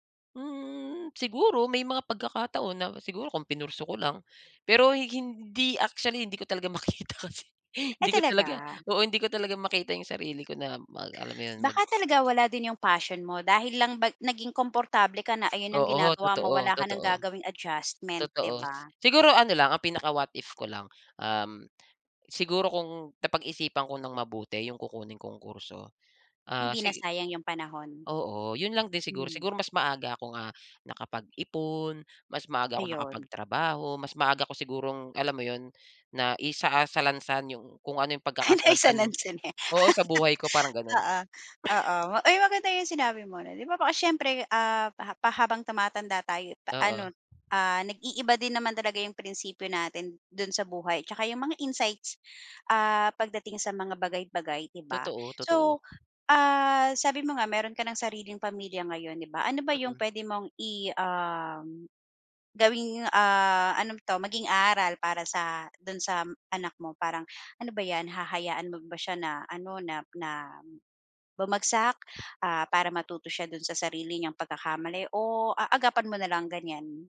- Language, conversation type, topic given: Filipino, podcast, Paano ka bumabangon pagkatapos ng malaking bagsak?
- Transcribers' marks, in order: other background noise; tapping; laugh; in English: "insights"